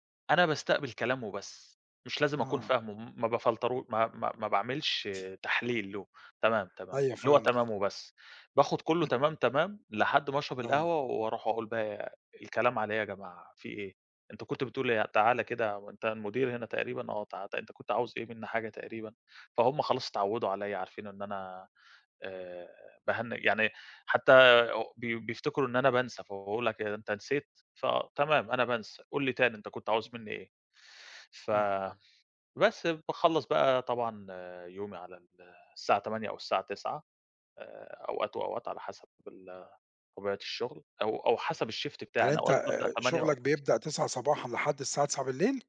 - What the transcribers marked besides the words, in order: in English: "بافلترو"; other background noise; chuckle; tapping; in English: "الShift"
- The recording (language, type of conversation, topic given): Arabic, podcast, بتحكيلي عن يوم شغل عادي عندك؟